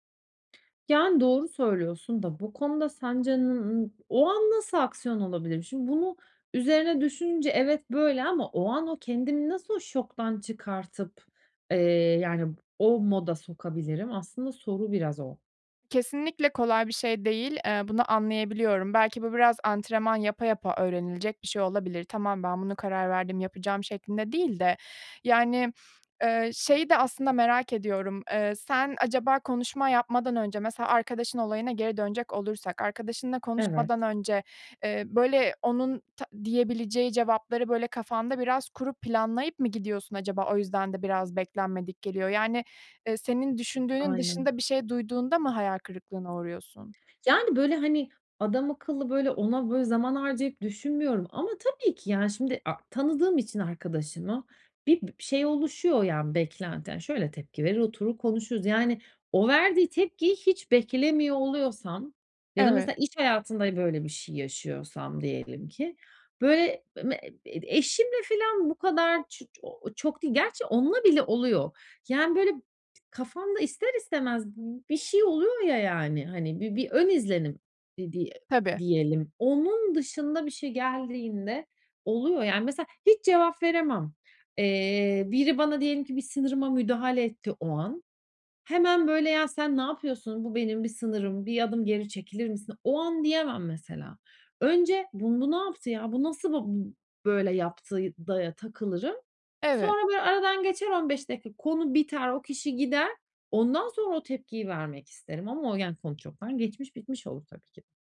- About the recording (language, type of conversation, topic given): Turkish, advice, Ailemde tekrar eden çatışmalarda duygusal tepki vermek yerine nasıl daha sakin kalıp çözüm odaklı davranabilirim?
- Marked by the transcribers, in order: other background noise; other noise; tapping